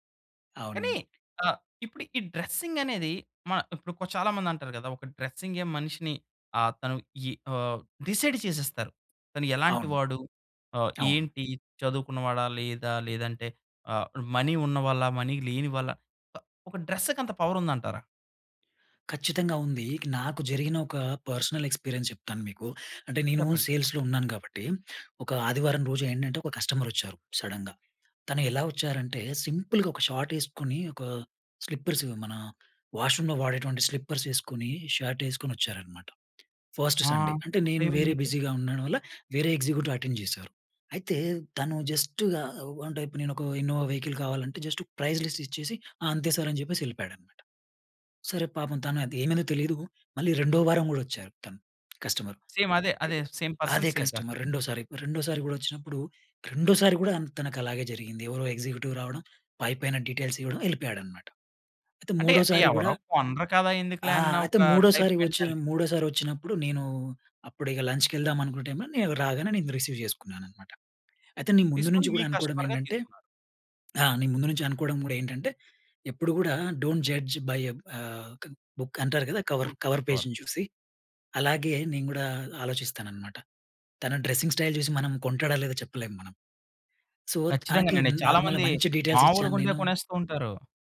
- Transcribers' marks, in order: in English: "డిసైడ్"; in English: "మనీ"; in English: "పర్సనల్ ఎక్స్పీరియన్స్"; in English: "సేల్స్‌లో"; in English: "సడెన్‌గా"; in English: "సింపుల్‌గా"; in English: "షార్ట్"; in English: "స్లిప్పర్స్"; in English: "వాష్ రూమ్‌లో"; in English: "స్లిప్పర్స్"; in English: "షర్ట్"; tapping; in English: "ఫస్ట్ సండే"; in English: "బిజీగా"; in English: "ఎగ్జిక్యూటివ్ అటెండ్"; in English: "జస్ట్‌గా"; in English: "వెహికల్"; in English: "జస్ట్ ప్రైస్ లిస్ట్"; in English: "సార్"; in English: "సేమ్"; in English: "సేమ్ పర్సన్, సేమ్"; in English: "కస్టమర్"; in English: "ఎగ్జిక్యూటివ్"; in English: "డీటెయిల్స్"; in English: "టైప్ మెంటాలిటి"; in English: "రిసీవ్"; in English: "కస్టమర్‌గా"; in English: "డోంట్ జడ్జ్ బై ఎ ఆహ్, క్ బుక్"; in English: "గుడ్ కవర్"; in English: "కవర్ కవర్ పేజ్‌ని"; in English: "డ్రెసింగ్ స్టైల్"; in English: "సో"; in English: "నార్మల్‌గా"; in English: "డీటెయిల్స్"
- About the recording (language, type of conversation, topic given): Telugu, podcast, మీ సంస్కృతి మీ వ్యక్తిగత శైలిపై ఎలా ప్రభావం చూపిందని మీరు భావిస్తారు?